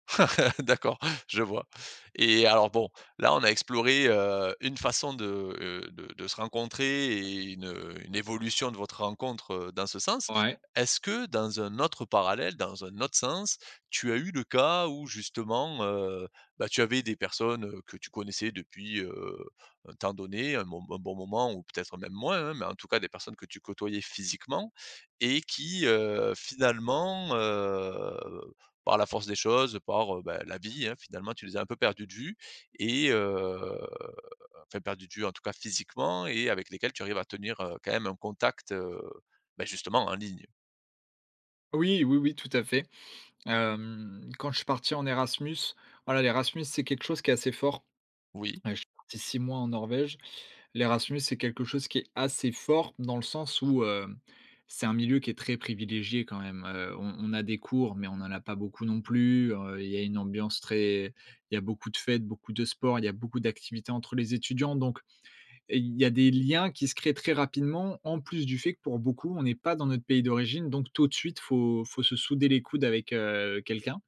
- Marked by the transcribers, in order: laugh; laughing while speaking: "D'accord"; tapping; stressed: "physiquement"; drawn out: "heu"; drawn out: "heu"; stressed: "physiquement"
- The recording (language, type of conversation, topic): French, podcast, Comment transformer un contact en ligne en une relation durable dans la vraie vie ?